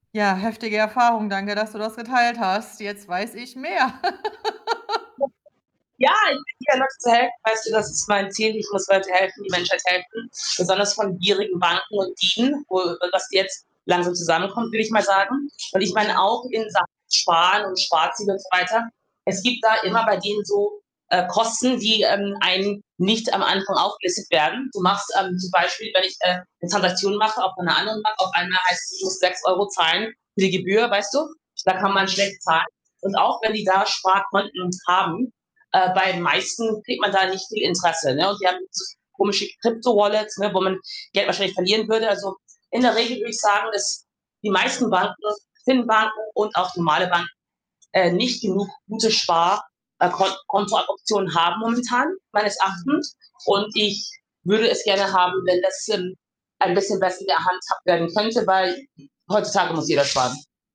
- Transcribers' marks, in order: unintelligible speech; distorted speech; laugh; unintelligible speech; other background noise
- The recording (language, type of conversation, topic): German, advice, Wie kann ich eine gute Übersicht über meine Konten bekommen und das Sparen automatisch einrichten?